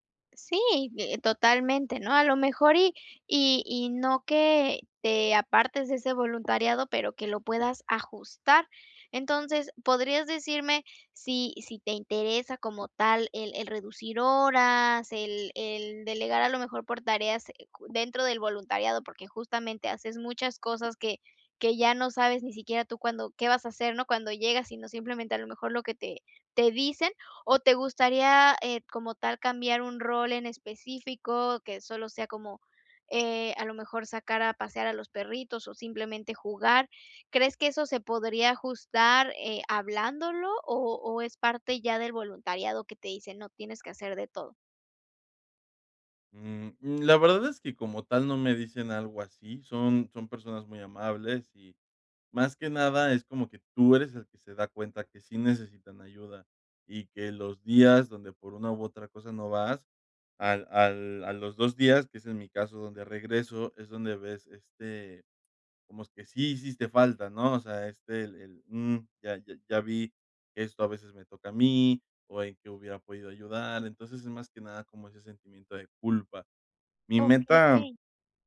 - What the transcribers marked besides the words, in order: tapping
- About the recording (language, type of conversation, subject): Spanish, advice, ¿Cómo puedo equilibrar el voluntariado con mi trabajo y mi vida personal?